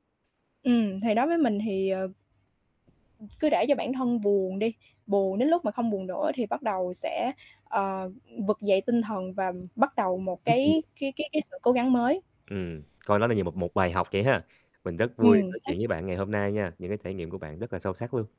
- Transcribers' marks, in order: distorted speech; unintelligible speech; static
- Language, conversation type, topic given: Vietnamese, podcast, Bạn cân bằng giữa đam mê và thực tế tài chính như thế nào?